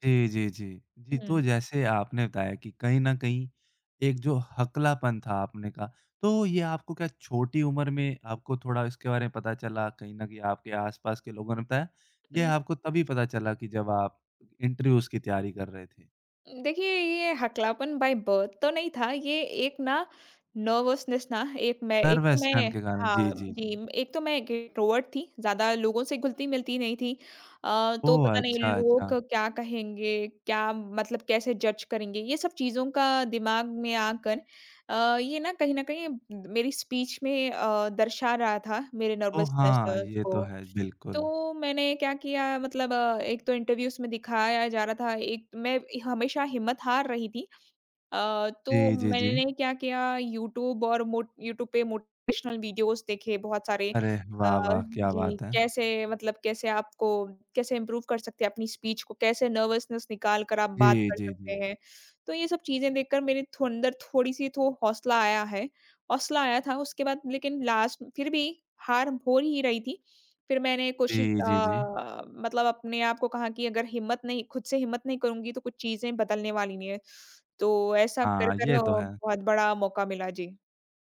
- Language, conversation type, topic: Hindi, podcast, क्या कभी किसी छोटी-सी हिम्मत ने आपको कोई बड़ा मौका दिलाया है?
- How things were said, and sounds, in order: in English: "इंटरव्यूज़"; in English: "बाइ बर्थ"; in English: "नर्वसनेस"; in English: "इंट्रोवर्ट"; in English: "जज़"; in English: "स्पीच"; in English: "नर्वसनेस लेवेल्स"; in English: "इन्टर्व्यूज़"; in English: "मोटिवेशनल वीडियोज़"; in English: "इम्प्रूव"; in English: "स्पीच"; in English: "नर्वसनेस"; "अंदर" said as "थंदर"; in English: "लास्ट"